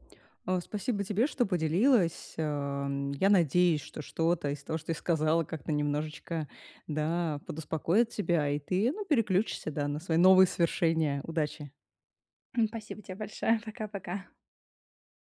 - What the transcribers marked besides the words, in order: throat clearing; laughing while speaking: "Пока-пока!"
- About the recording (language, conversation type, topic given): Russian, advice, Как справиться с ошибкой и двигаться дальше?